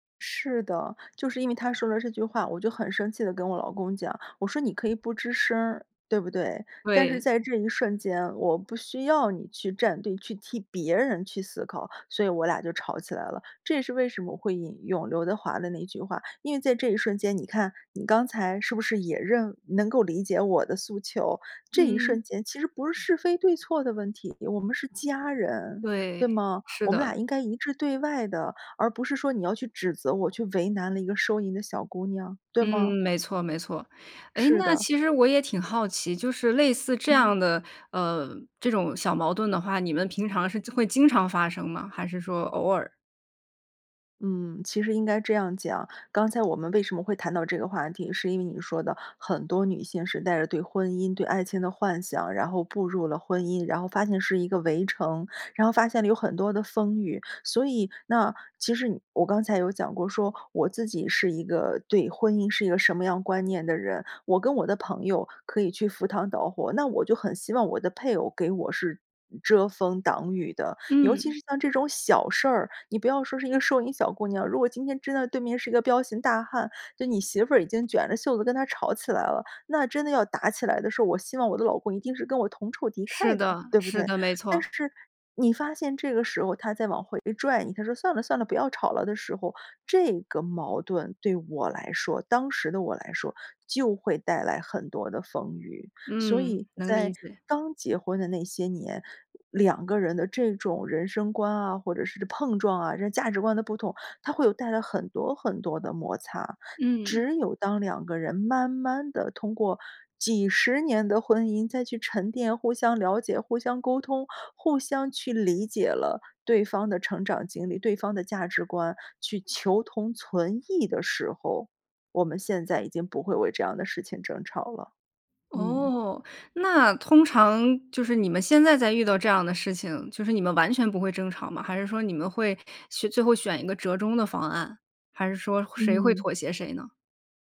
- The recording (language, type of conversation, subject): Chinese, podcast, 维持夫妻感情最关键的因素是什么？
- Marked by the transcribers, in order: other background noise